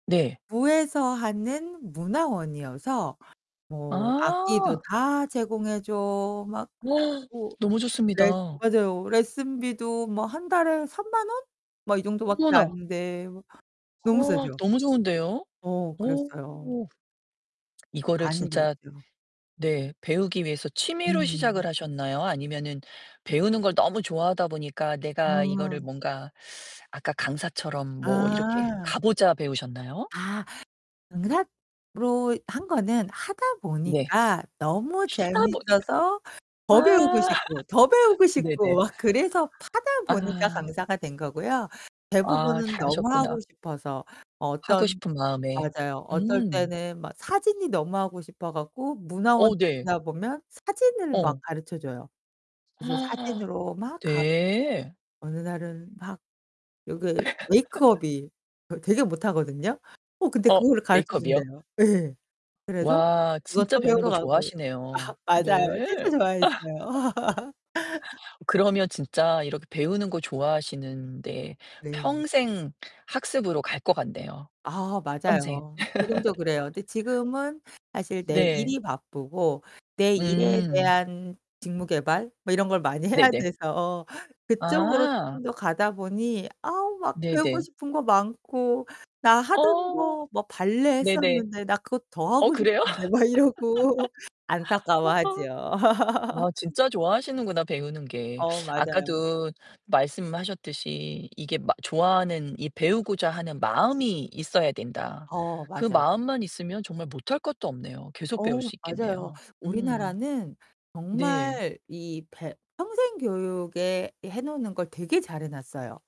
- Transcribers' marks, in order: static; unintelligible speech; other background noise; distorted speech; unintelligible speech; laugh; tapping; gasp; laugh; laugh; laugh; background speech; laugh; laughing while speaking: "막 이러고"; laugh
- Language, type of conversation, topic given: Korean, podcast, 평생학습을 시작하려면 어디서부터 시작하면 좋을까요?